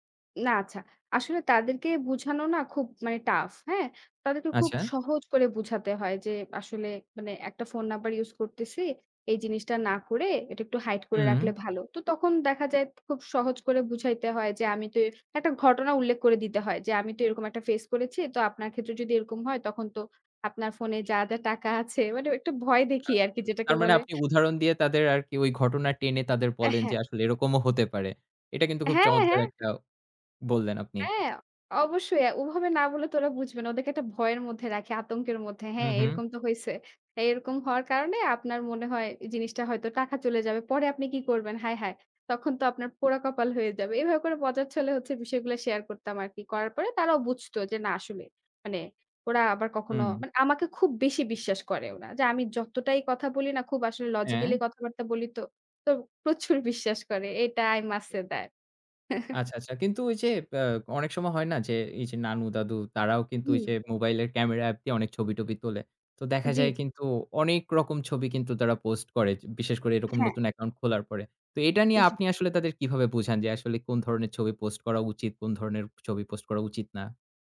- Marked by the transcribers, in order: other background noise; horn; laughing while speaking: "টাকা আছে"; "ওনারা" said as "উনা"; laughing while speaking: "বিশ্বাস"; in English: "i must say that"; chuckle
- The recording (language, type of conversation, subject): Bengali, podcast, অনলাইনে ব্যক্তিগত তথ্য শেয়ার করার তোমার সীমা কোথায়?